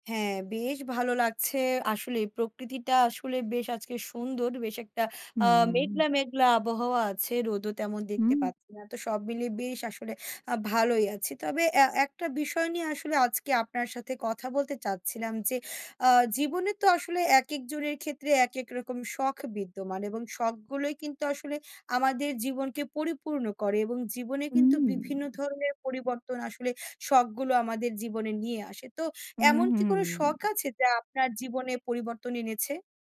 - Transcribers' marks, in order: none
- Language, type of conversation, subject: Bengali, unstructured, আপনার শখগুলো কি আপনার জীবনে কোনো পরিবর্তন এনেছে?